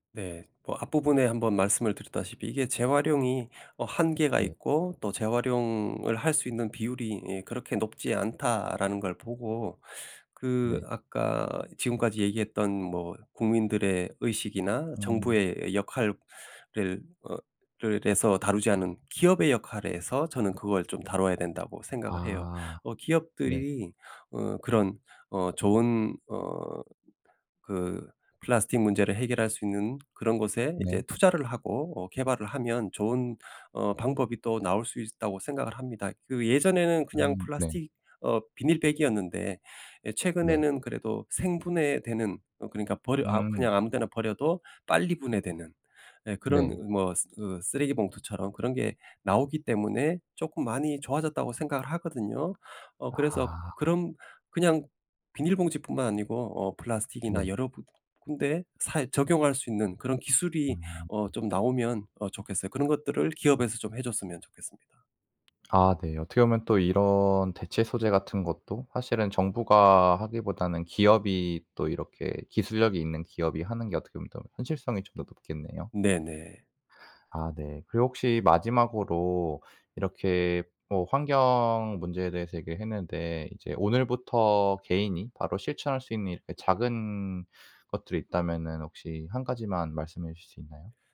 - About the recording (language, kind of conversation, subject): Korean, podcast, 플라스틱 쓰레기 문제, 어떻게 해결할 수 있을까?
- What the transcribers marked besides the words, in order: other background noise; tapping